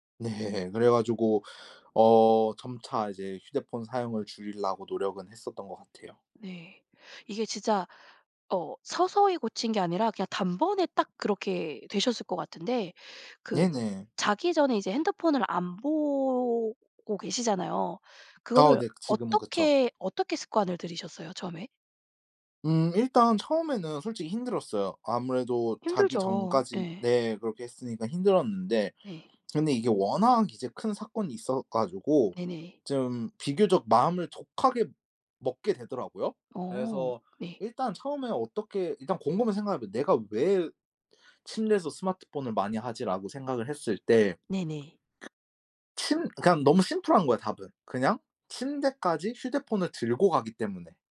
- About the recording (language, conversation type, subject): Korean, podcast, 한 가지 습관이 삶을 바꾼 적이 있나요?
- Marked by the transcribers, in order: other background noise